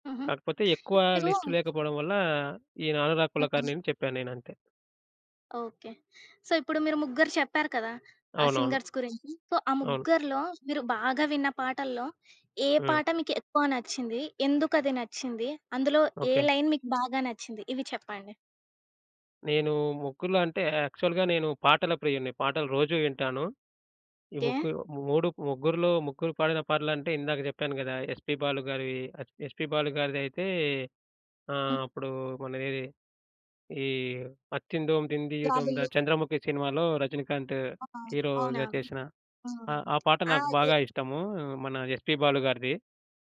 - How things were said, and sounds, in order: other background noise; in English: "లిస్ట్"; in English: "సో"; in English: "సింగర్స్"; tapping; in English: "సో"; in English: "లైన్"; in English: "యాక్చువల్‌గా"; in English: "హీరోగా"
- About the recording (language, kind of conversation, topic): Telugu, podcast, మీకు అత్యంత ఇష్టమైన గాయకుడు లేదా సంగీత బృందం ఎవరు?